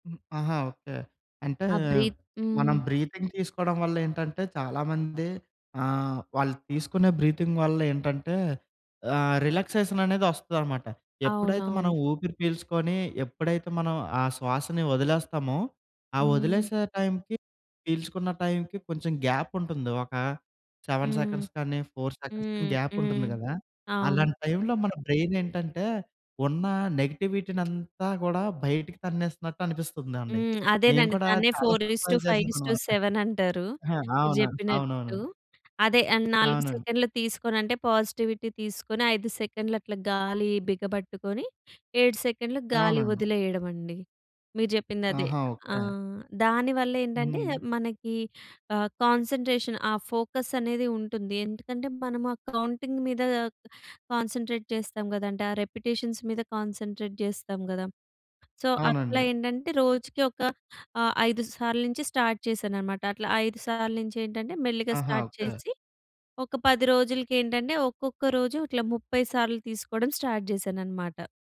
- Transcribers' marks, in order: in English: "బ్రీతింగ్"; in English: "బ్రీత్"; in English: "బ్రీతింగ్"; in English: "రిలాక్సేషన్"; in English: "టైంకి"; in English: "టైంకి"; in English: "గ్యాప్"; in English: "సెవెన్ సెకండ్స్"; in English: "ఫోర్ సెకండ్స్"; in English: "గ్యాప్"; in English: "టైంలో"; in English: "బ్రెయిన్"; other background noise; in English: "ఫోర్ ఇస్ టు ఫైవ్ ఇస్ టు సెవెన్"; in English: "ట్రై"; in English: "పాజిటివిటీ"; other noise; in English: "కాన్సంట్రేషన్"; in English: "ఫోకస్"; in English: "కౌంటింగ్"; in English: "కాన్సంట్రేట్"; in English: "రిపిటిషన్స్"; in English: "కాన్సంట్రేట్"; in English: "సో"; in English: "స్టార్ట్"; in English: "స్టార్ట్"; in English: "స్టార్ట్"
- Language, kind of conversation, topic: Telugu, podcast, మీరు ప్రతిరోజూ చిన్న మెరుగుదల కోసం ఏమి చేస్తారు?